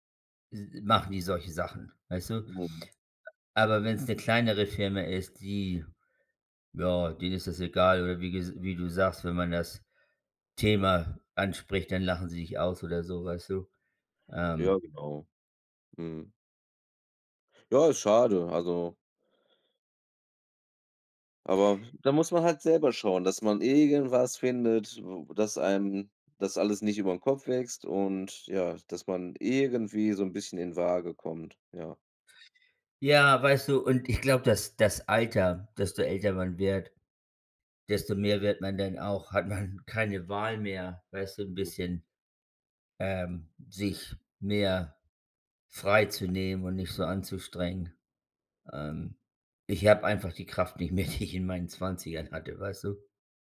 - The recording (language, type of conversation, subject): German, unstructured, Wie findest du eine gute Balance zwischen Arbeit und Privatleben?
- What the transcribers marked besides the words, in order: laughing while speaking: "mehr, die"